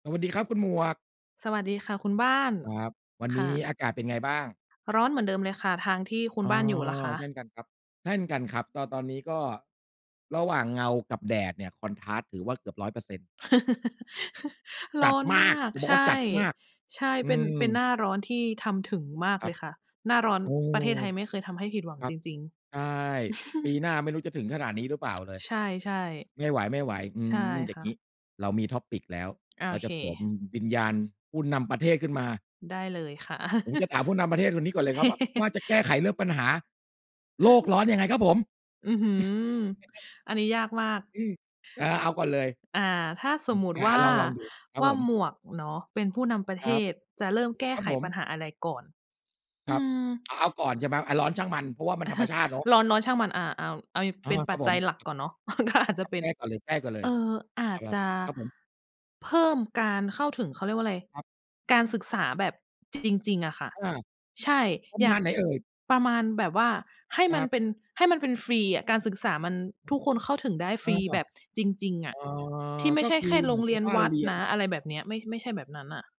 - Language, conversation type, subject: Thai, unstructured, ถ้าคุณเป็นผู้นำประเทศ คุณจะเริ่มแก้ปัญหาอะไรก่อน?
- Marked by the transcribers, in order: in English: "คอนทราสต์"; laugh; chuckle; tapping; in English: "Topic"; chuckle; giggle; tsk; chuckle; other background noise; laughing while speaking: "ก็อาจ"